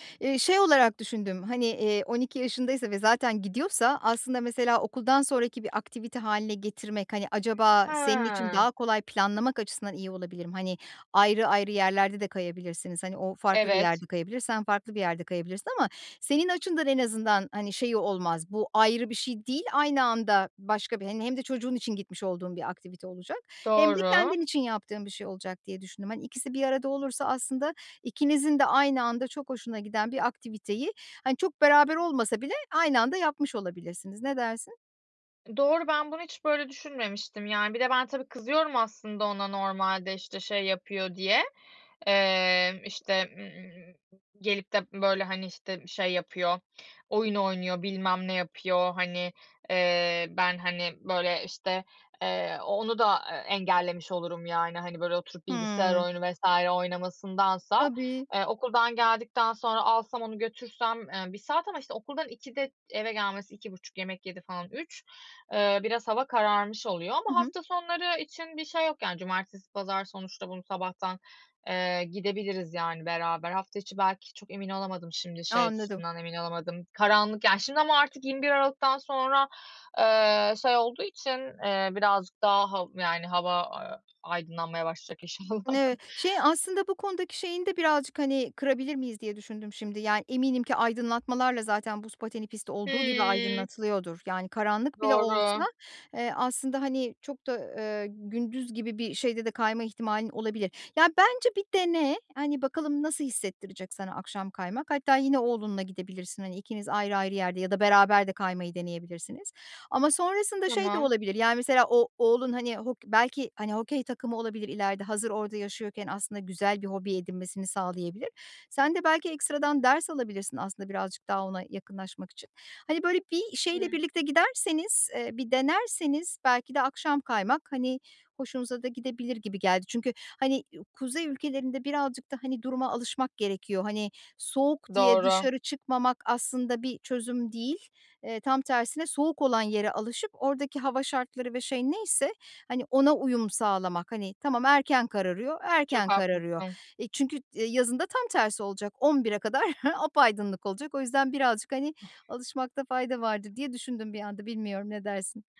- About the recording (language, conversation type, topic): Turkish, advice, İş ve sorumluluklar arasında zaman bulamadığım için hobilerimi ihmal ediyorum; hobilerime düzenli olarak nasıl zaman ayırabilirim?
- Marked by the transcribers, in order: other background noise; laughing while speaking: "inşallah"; laughing while speaking: "kadar"